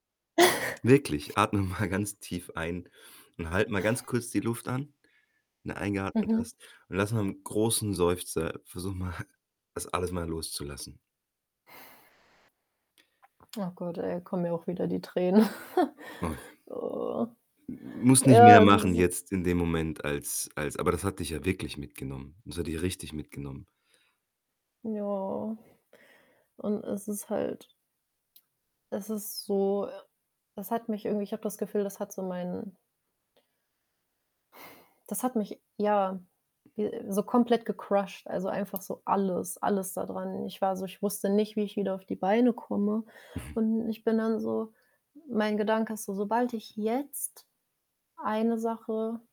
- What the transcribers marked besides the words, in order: chuckle; joyful: "mal"; other background noise; static; background speech; chuckle; sad: "Ja"; in English: "gecrusht"
- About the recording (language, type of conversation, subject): German, advice, Wie hast du Versagensangst nach einer großen beruflichen Niederlage erlebt?